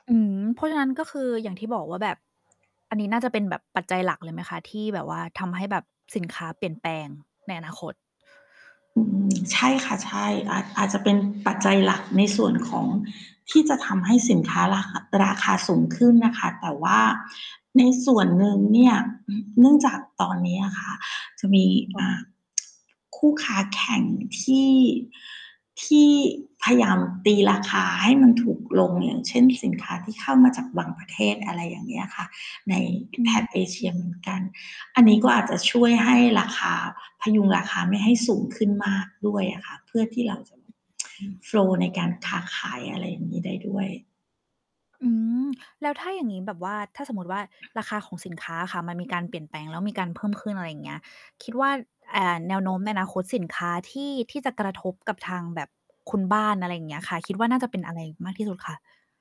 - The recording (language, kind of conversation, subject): Thai, unstructured, คุณคาดว่าราคาสินค้าจะเปลี่ยนแปลงอย่างไรในอนาคต?
- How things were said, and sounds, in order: other background noise; distorted speech; tsk; tsk; in English: "โฟลว์"; tapping; mechanical hum